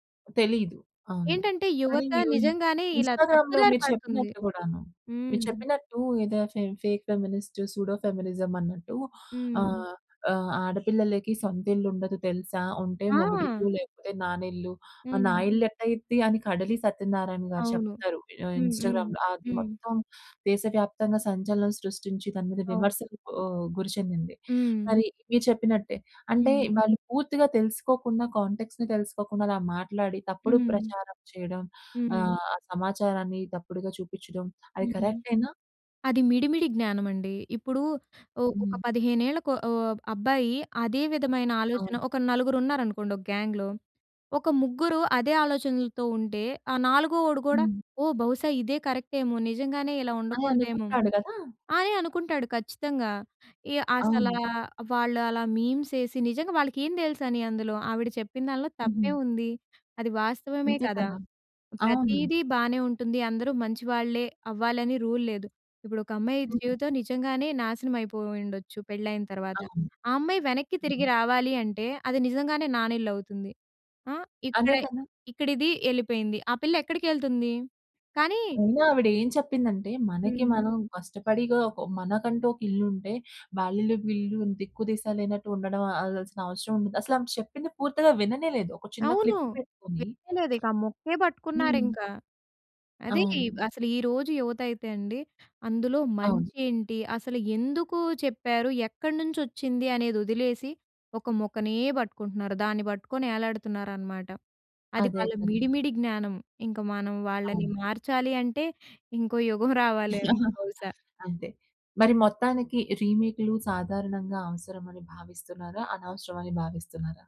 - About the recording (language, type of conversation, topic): Telugu, podcast, రీమేక్‌లు సాధారణంగా అవసరమని మీరు నిజంగా భావిస్తారా?
- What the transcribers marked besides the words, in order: other noise; in English: "ఇన్‌స్టాగ్రామ్‌లో"; in English: "ఫే ఫేక్ ఫెమినిస్ట్ సూడో ఫెమినిజం"; in English: "ఇన్‌స్టా‌గ్రామ్‌లో"; in English: "కాంటా‌క్ట్స్‌ని"; in English: "గ్యాంగ్‌లో"; in English: "కరెక్ట్"; in English: "మీమ్స్"; in English: "రూల్"; in English: "క్లిప్"; unintelligible speech; chuckle